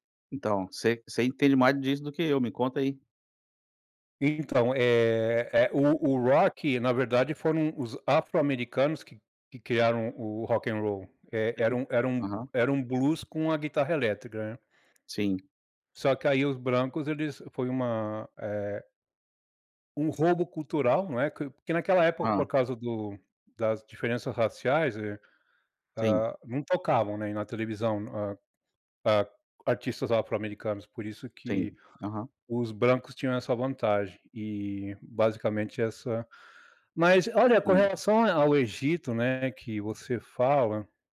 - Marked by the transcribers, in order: none
- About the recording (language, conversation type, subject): Portuguese, unstructured, Se você pudesse viajar no tempo, para que época iria?